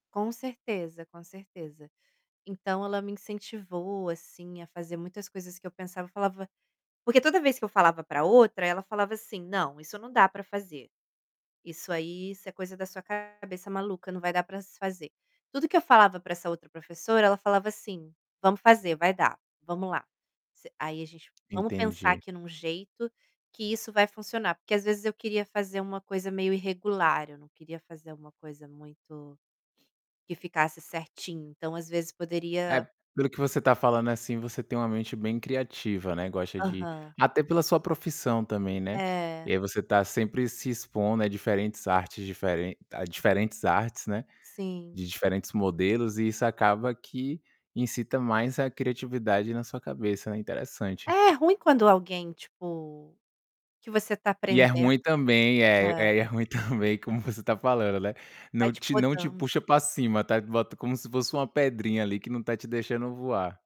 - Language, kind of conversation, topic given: Portuguese, podcast, Como você começou nesse hobby que te dá prazer?
- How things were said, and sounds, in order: static; distorted speech; tapping; other background noise